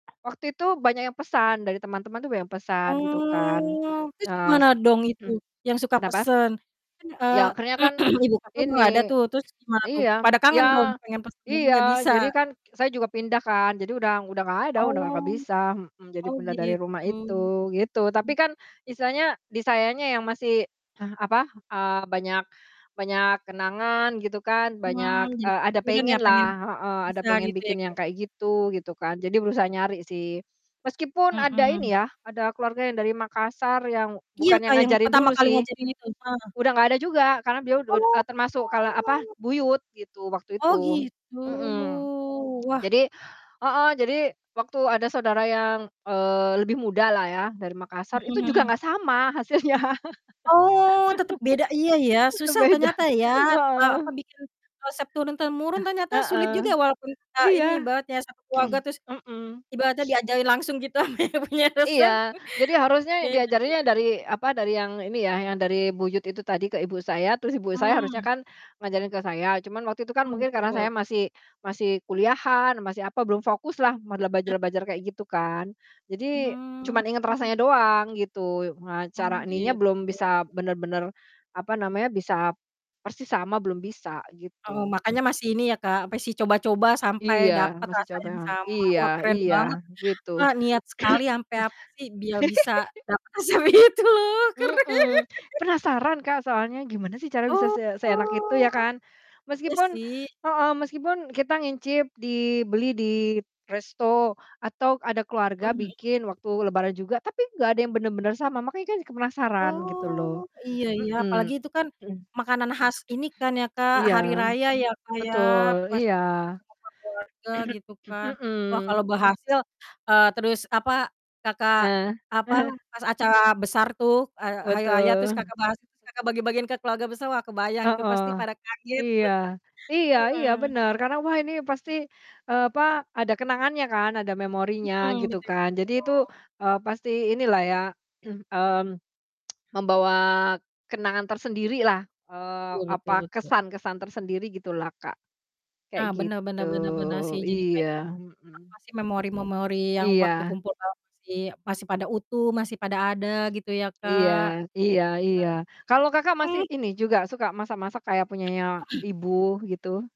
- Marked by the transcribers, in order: tapping; static; drawn out: "Oh"; throat clearing; distorted speech; throat clearing; throat clearing; other background noise; drawn out: "Oh"; drawn out: "gitu"; background speech; laughing while speaking: "hasilnya. Udah beda"; laugh; throat clearing; sniff; laughing while speaking: "sama yang punya resep"; unintelligible speech; drawn out: "Hmm"; throat clearing; giggle; laughing while speaking: "resep itu, keren"; laugh; drawn out: "Oh"; "nyicip" said as "ngincip"; throat clearing; throat clearing; chuckle; chuckle; unintelligible speech; throat clearing; tsk; throat clearing
- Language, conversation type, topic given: Indonesian, unstructured, Makanan apa yang selalu membuat kamu rindu suasana rumah?